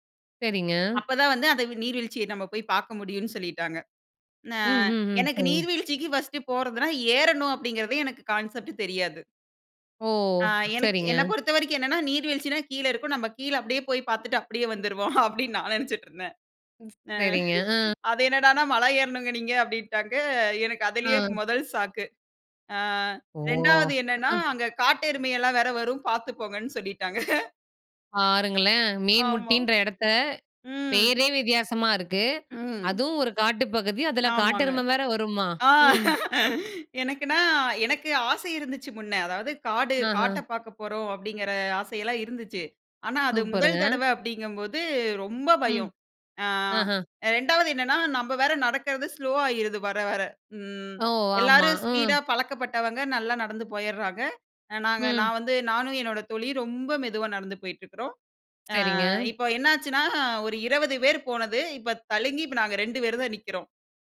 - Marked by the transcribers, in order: laughing while speaking: "வந்துருவோம். அப்படின்னு நான் நெனைச்சுட்டு இருந்தேன் … பார்த்து போங்கன்னு சொல்லிட்டாங்க"; other noise; laugh; other background noise
- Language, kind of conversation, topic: Tamil, podcast, மீண்டும் செல்ல விரும்பும் இயற்கை இடம் எது, ஏன் அதை மீண்டும் பார்க்க விரும்புகிறீர்கள்?